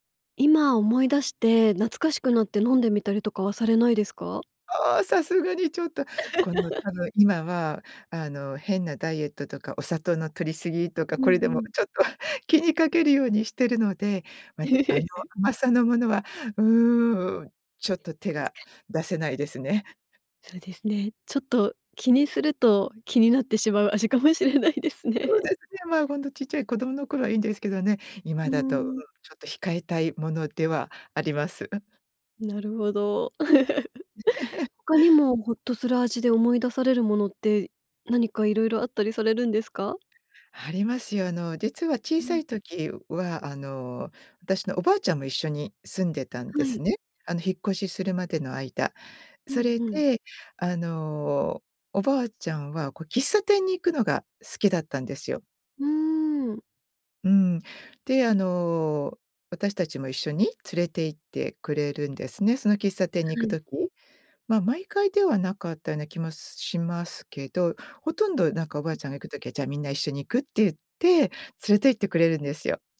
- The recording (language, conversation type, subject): Japanese, podcast, 子どもの頃にほっとする味として思い出すのは何ですか？
- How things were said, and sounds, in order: laugh; chuckle; laughing while speaking: "味かもしれないですね"; chuckle